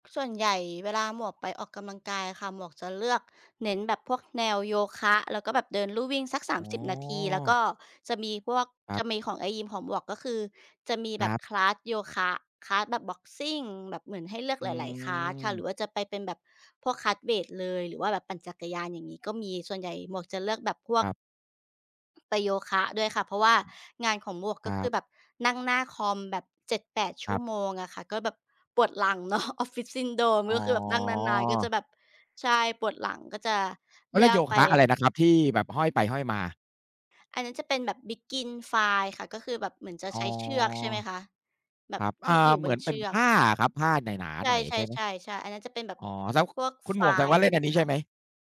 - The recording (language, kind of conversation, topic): Thai, unstructured, ระหว่างการออกกำลังกายในยิมกับการวิ่งในสวนสาธารณะ คุณจะเลือกแบบไหน?
- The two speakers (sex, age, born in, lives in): female, 35-39, Thailand, Thailand; male, 40-44, Thailand, Thailand
- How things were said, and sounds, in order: in English: "คลาส"; in English: "คลาส"; in English: "คลาส"; drawn out: "อืม"; in English: "คลาส"; laughing while speaking: "เนาะ"; drawn out: "อ๋อ"; in English: "Begin Fly"; in English: "Fly"